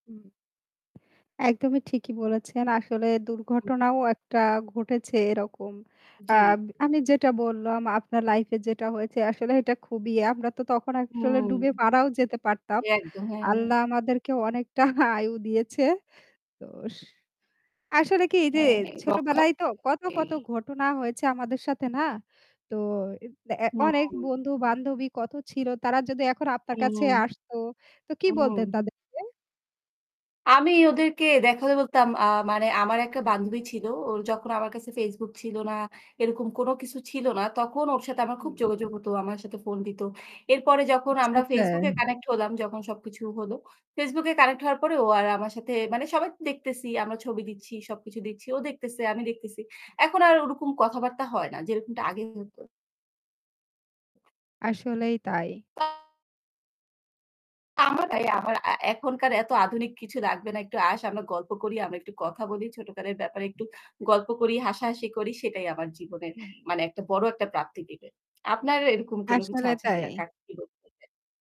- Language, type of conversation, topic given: Bengali, unstructured, আপনার সবচেয়ে প্রিয় শৈশবের স্মৃতি কী?
- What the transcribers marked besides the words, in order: static; distorted speech; laughing while speaking: "অনেকটা"; unintelligible speech; other background noise; unintelligible speech